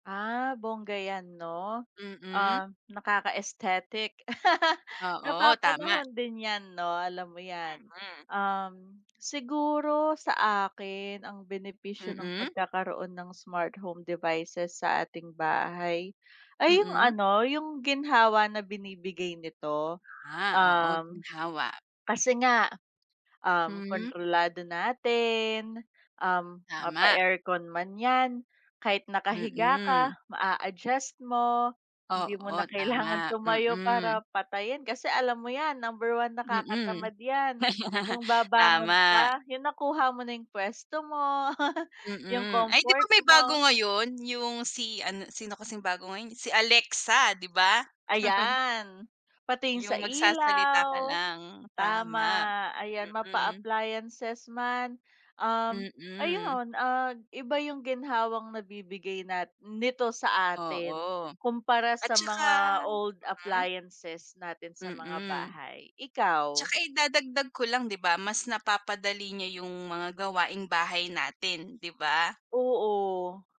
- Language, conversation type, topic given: Filipino, unstructured, Ano ang mga benepisyo ng pagkakaroon ng mga kagamitang pampatalino ng bahay sa iyong tahanan?
- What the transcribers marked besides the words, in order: laugh; tapping; laugh; laugh; chuckle